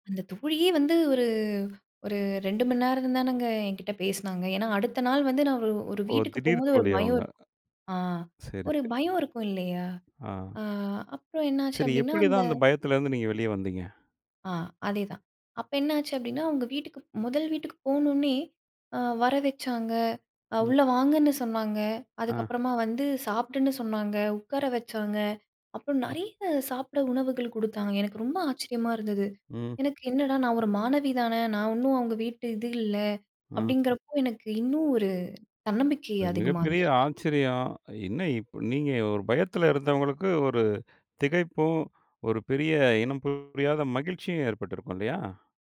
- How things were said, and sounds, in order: "போனவுடனே" said as "போனோன்னே"
- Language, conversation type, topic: Tamil, podcast, அங்கு நீங்கள் சந்தித்தவர்கள் உங்களை எப்படி வரவேற்றார்கள்?